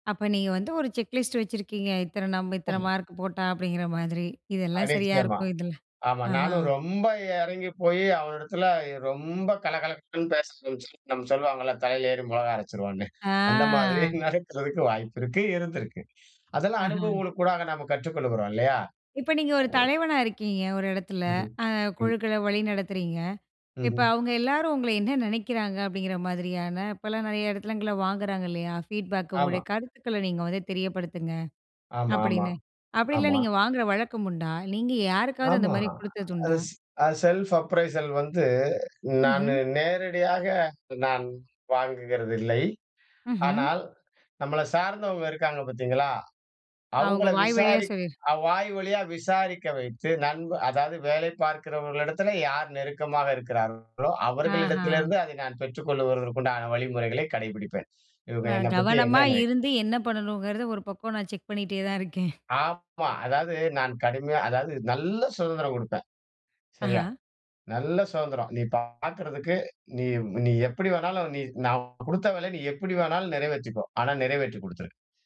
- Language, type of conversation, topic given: Tamil, podcast, ஒரு நல்ல வழிகாட்டிக்குத் தேவையான முக்கியமான மூன்று பண்புகள் என்னென்ன?
- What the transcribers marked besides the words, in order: in English: "செக் லிஸ்ட்"; other noise; "அ நிச்சியமா" said as "அடே நிச்சியமா"; drawn out: "ரொம்ப"; unintelligible speech; laughing while speaking: "அந்த மாதிரி நடக்கறதுக்கு வாய்ப்பிருக்கு, இருந்திருக்கு"; drawn out: "ஆ"; in English: "ஃபீட்பேக்கு"; in English: "செல்ஃப் அப்ரைசல்"; in English: "செக்"; chuckle